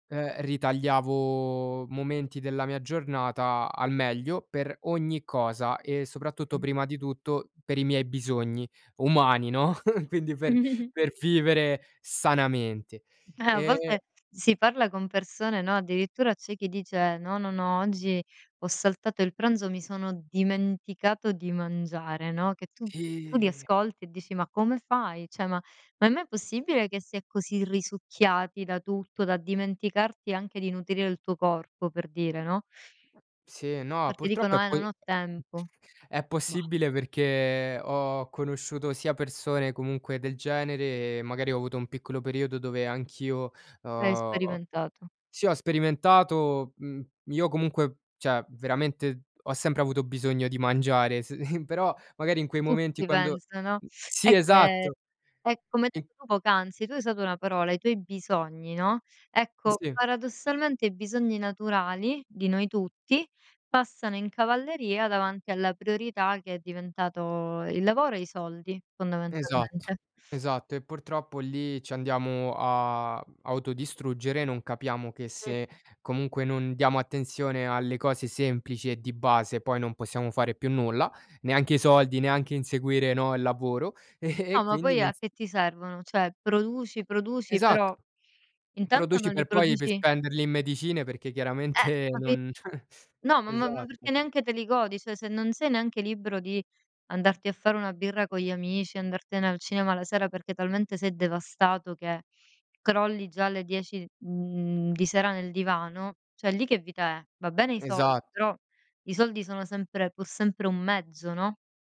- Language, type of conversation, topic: Italian, podcast, Qual è il tuo consiglio per disconnetterti la sera?
- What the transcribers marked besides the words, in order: stressed: "ogni"; stressed: "bisogni"; chuckle; other background noise; tapping; "Ceh" said as "cioè"; drawn out: "ho"; "cioè" said as "ceh"; chuckle; other noise; "Ceh" said as "cioè"; laughing while speaking: "chiaramente"; chuckle; "ceh" said as "cioè"; "ceh" said as "cioè"